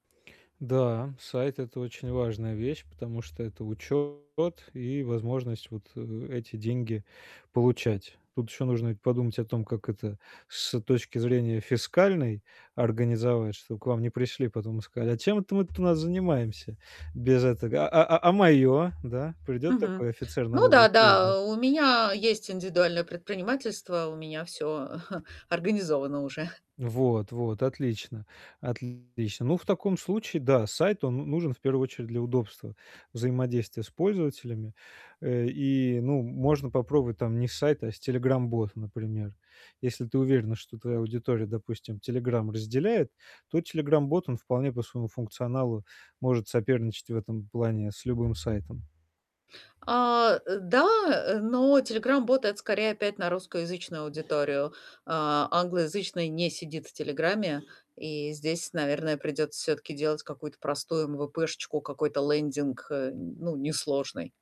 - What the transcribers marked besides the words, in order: mechanical hum; distorted speech; tapping; chuckle; laughing while speaking: "уже"; other background noise; in English: "лендинг"
- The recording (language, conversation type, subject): Russian, advice, Как мне быстро и недорого проверить жизнеспособность моей бизнес-идеи?